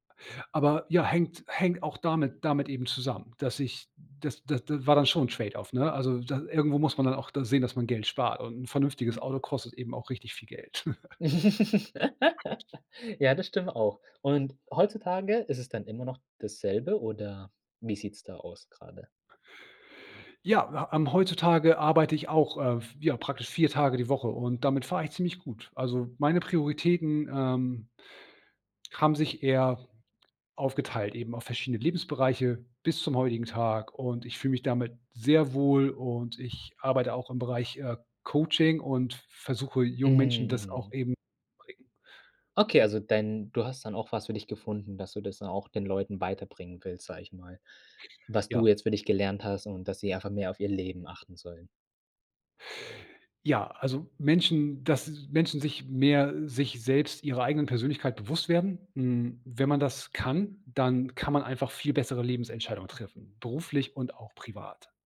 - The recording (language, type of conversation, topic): German, podcast, Welche Erfahrung hat deine Prioritäten zwischen Arbeit und Leben verändert?
- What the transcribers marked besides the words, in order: in English: "Trade-Off"; chuckle; laugh; other background noise; unintelligible speech